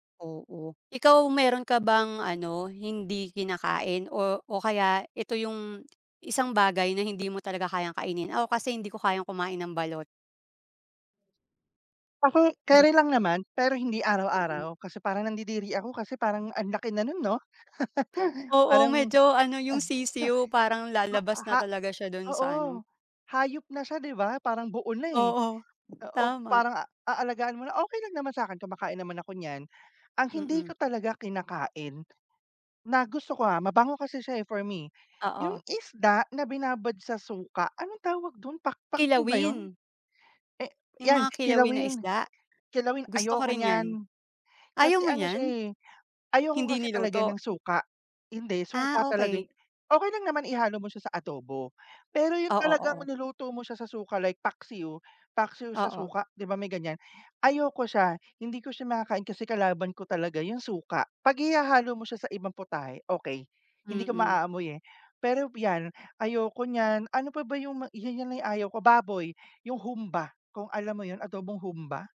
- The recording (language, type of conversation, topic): Filipino, unstructured, Ano ang mga paborito mong pagkain, at bakit mo sila gusto?
- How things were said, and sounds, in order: other background noise; tapping; unintelligible speech; laugh; chuckle